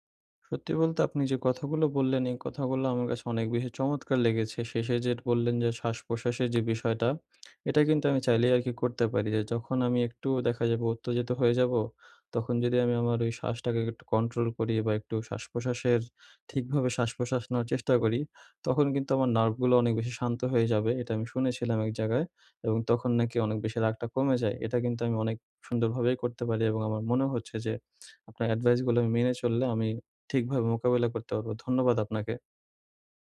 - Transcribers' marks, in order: "যেটা" said as "যেট"; other background noise; lip smack
- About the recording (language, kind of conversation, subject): Bengali, advice, আমি কীভাবে শান্ত ও নম্রভাবে সংঘাত মোকাবিলা করতে পারি?